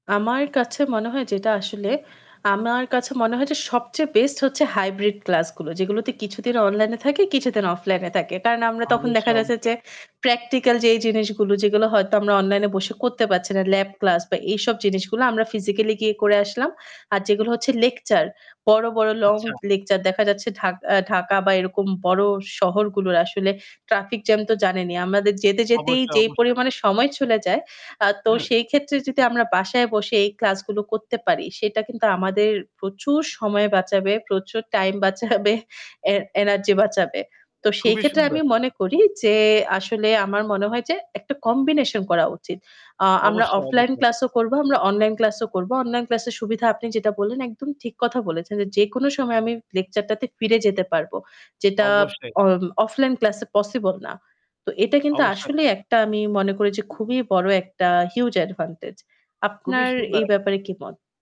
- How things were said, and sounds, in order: static; in English: "ফিজিক্যালি"; other noise; other background noise; in English: "কম্বিনেশন"; in English: "পসিবল"; in English: "হিউজ অ্যাডভান্টেজ"
- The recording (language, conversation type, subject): Bengali, unstructured, অনলাইন ক্লাস কি শিক্ষার মান কমিয়ে দিয়েছে?
- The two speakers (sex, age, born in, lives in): female, 25-29, Bangladesh, Finland; male, 25-29, Bangladesh, Finland